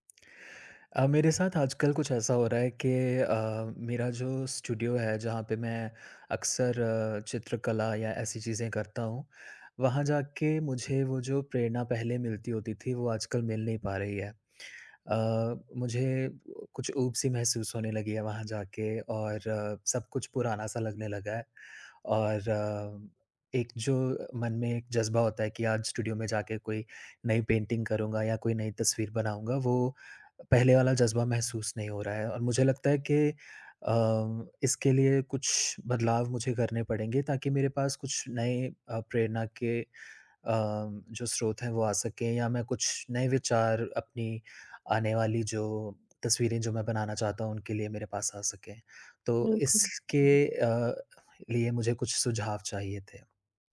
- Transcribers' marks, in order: in English: "स्टूडियो"; in English: "स्टूडियो"; in English: "पेंटिंग"; tapping
- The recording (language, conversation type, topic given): Hindi, advice, परिचित माहौल में निरंतर ऊब महसूस होने पर नए विचार कैसे लाएँ?
- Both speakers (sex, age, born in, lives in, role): female, 40-44, India, Netherlands, advisor; male, 30-34, India, India, user